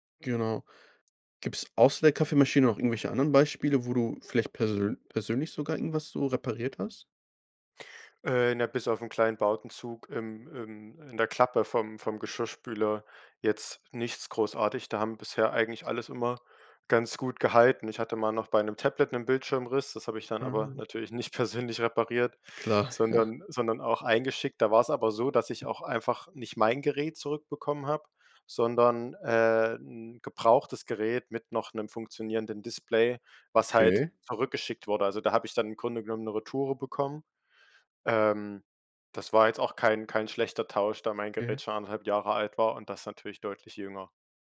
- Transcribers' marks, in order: laughing while speaking: "nicht persönlich"; laughing while speaking: "Klar, ja"
- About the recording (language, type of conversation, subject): German, podcast, Was hältst du davon, Dinge zu reparieren, statt sie wegzuwerfen?